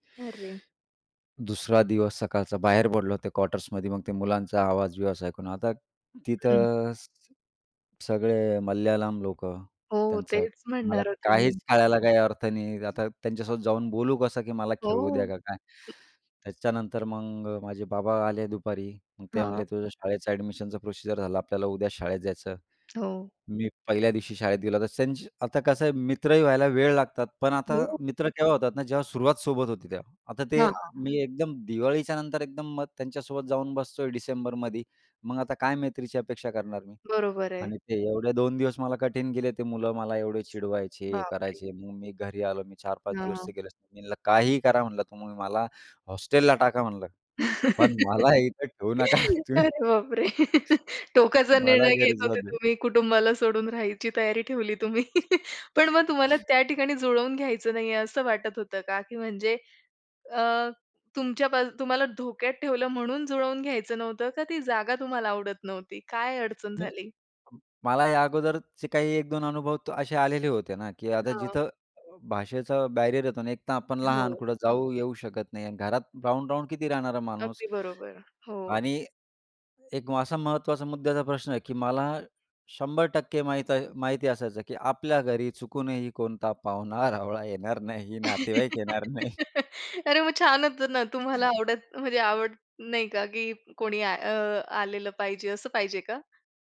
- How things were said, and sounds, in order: other noise; other background noise; tapping; in English: "प्रोसिजर"; unintelligible speech; giggle; laughing while speaking: "अरे, बापरे! टोकाचा निर्णय घेत … तयारी ठेवली तुम्ही"; chuckle; laughing while speaking: "इथे ठेवू नका तुम्ही. मला घरी जाऊ दे"; chuckle; sneeze; unintelligible speech; in English: "बॅरियर"; laughing while speaking: "पाहुणा-रावळा येणार नाही, नातेवाईक येणार नाही"; giggle; laugh
- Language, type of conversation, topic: Marathi, podcast, बाबा-आजोबांच्या स्थलांतराच्या गोष्टी सांगशील का?